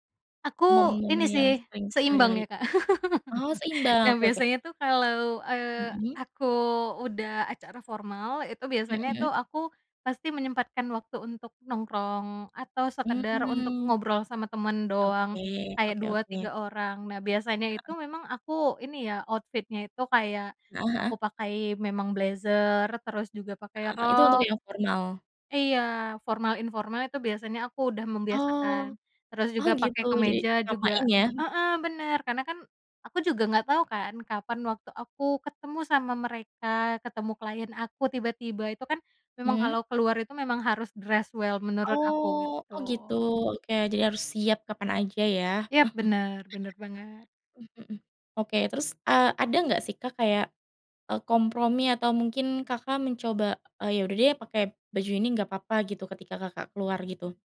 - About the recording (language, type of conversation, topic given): Indonesian, podcast, Bagaimana kamu memilih pakaian untuk menunjukkan jati dirimu yang sebenarnya?
- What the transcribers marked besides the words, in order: laugh; in English: "outfit-nya"; in English: "dress well"; chuckle